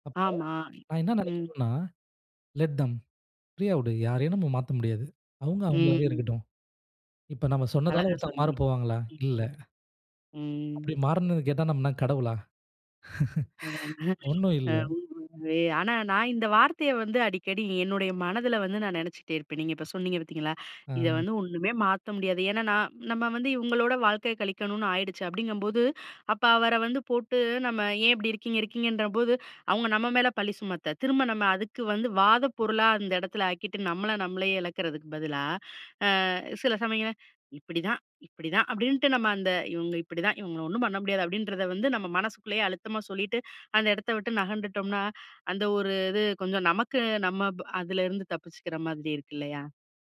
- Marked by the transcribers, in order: other background noise; in English: "லெட் தேம்"; unintelligible speech; chuckle
- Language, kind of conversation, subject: Tamil, podcast, உங்கள் கோபத்தை சமாளிக்க நீங்கள் என்ன செய்கிறீர்கள்?
- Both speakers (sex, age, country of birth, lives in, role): female, 35-39, India, India, host; male, 25-29, India, India, guest